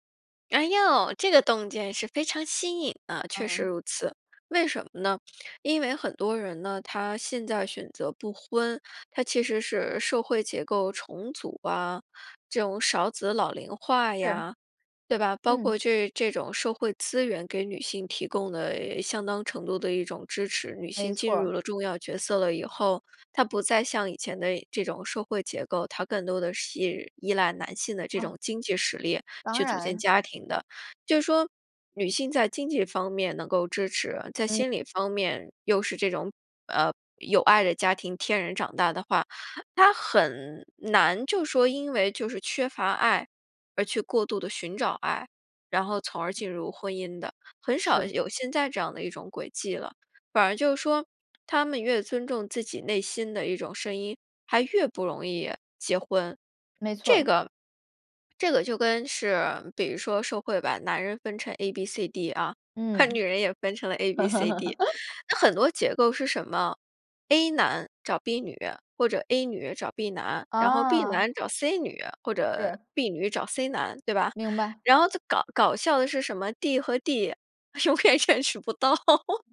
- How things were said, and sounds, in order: joyful: "哎哟，这个洞见是非常新颖呢"; "是" said as "系"; other background noise; laugh; laughing while speaking: "永远认识不到"; laugh
- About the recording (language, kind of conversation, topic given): Chinese, podcast, 你觉得如何区分家庭支持和过度干预？